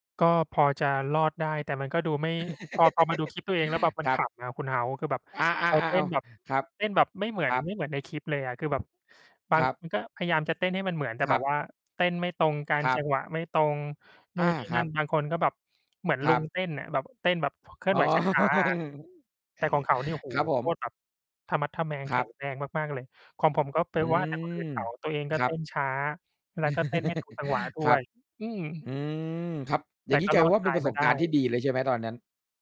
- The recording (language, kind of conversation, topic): Thai, unstructured, ในชีวิตของคุณเคยมีเพลงไหนที่รู้สึกว่าเป็นเพลงประจำตัวของคุณไหม?
- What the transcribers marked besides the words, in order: giggle; mechanical hum; tapping; distorted speech; laughing while speaking: "อ๋อ"; other noise; laugh